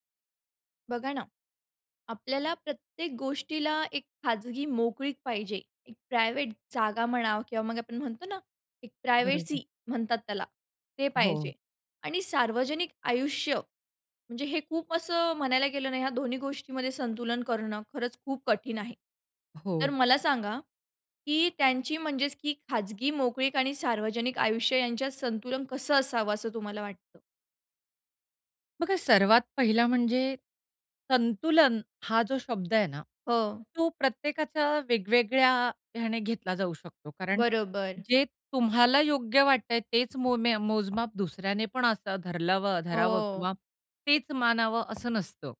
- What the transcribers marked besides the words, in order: in English: "प्रायव्हेट"; other noise; in English: "प्रायव्हसी"; stressed: "प्रायव्हसी"; tapping; stressed: "संतुलन"
- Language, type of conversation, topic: Marathi, podcast, त्यांची खाजगी मोकळीक आणि सार्वजनिक आयुष्य यांच्यात संतुलन कसं असावं?